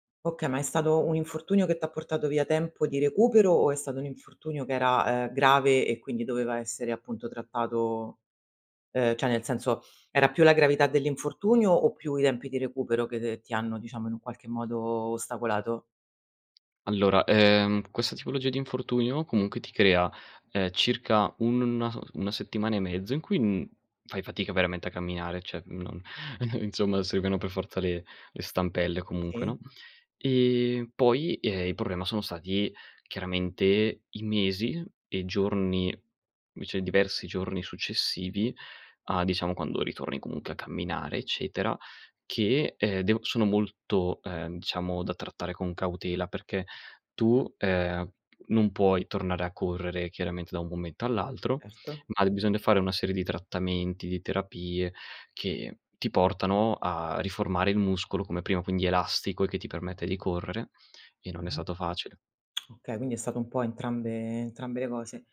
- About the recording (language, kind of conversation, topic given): Italian, podcast, Raccontami di un fallimento che si è trasformato in un'opportunità?
- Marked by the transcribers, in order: "cioè" said as "ceh"; "Cioè" said as "ceh"; chuckle; "servivano" said as "serviano"; "comunque" said as "comunche"; tongue click